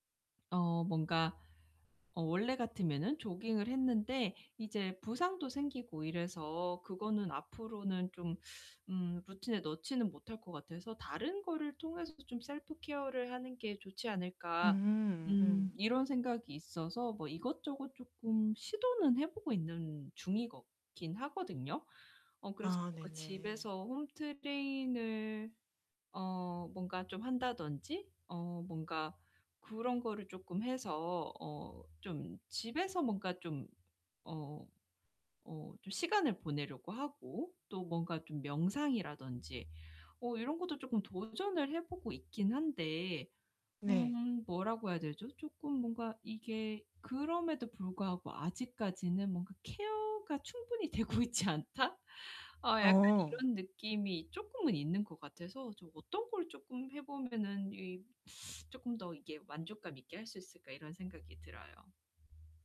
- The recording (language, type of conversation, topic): Korean, advice, 매일 짧은 셀프케어 시간을 만드는 방법
- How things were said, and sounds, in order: static; distorted speech; laughing while speaking: "되고 있지 않다?"; other background noise